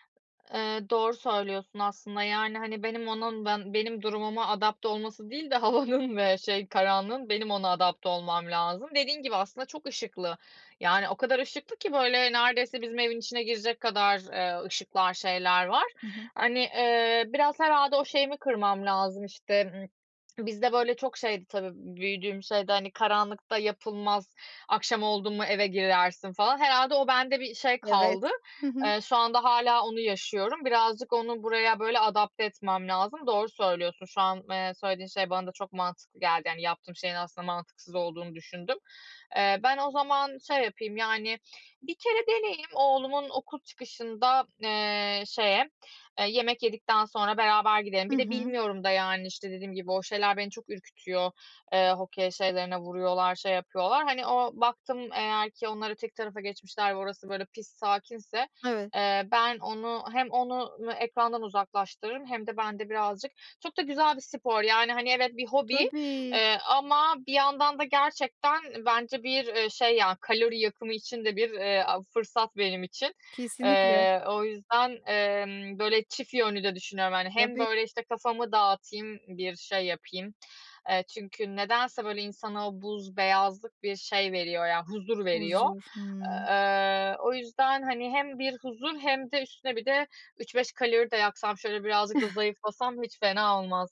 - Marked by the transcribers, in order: other background noise; laughing while speaking: "havanın"; chuckle
- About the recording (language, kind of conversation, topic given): Turkish, advice, İş ve sorumluluklar arasında zaman bulamadığım için hobilerimi ihmal ediyorum; hobilerime düzenli olarak nasıl zaman ayırabilirim?